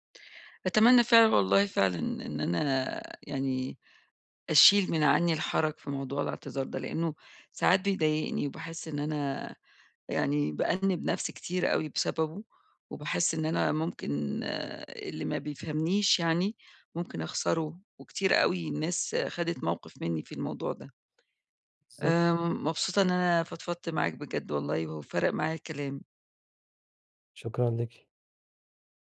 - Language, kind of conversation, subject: Arabic, advice, إزاي أقدر أعتذر بصدق وأنا حاسس بخجل أو خايف من رد فعل اللي قدامي؟
- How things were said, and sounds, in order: none